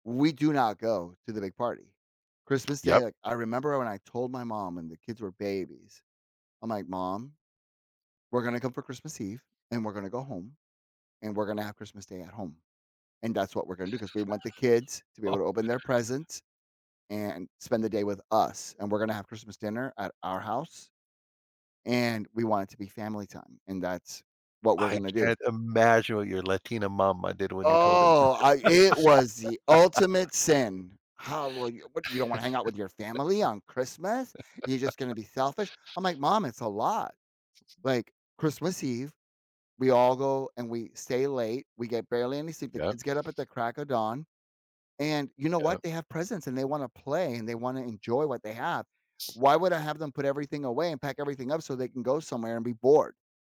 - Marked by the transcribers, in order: laughing while speaking: "Oh"; drawn out: "Oh"; other background noise; laugh
- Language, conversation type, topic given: English, unstructured, How have your family's holiday traditions changed over the years?
- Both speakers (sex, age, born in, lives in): male, 55-59, Puerto Rico, United States; male, 55-59, United States, United States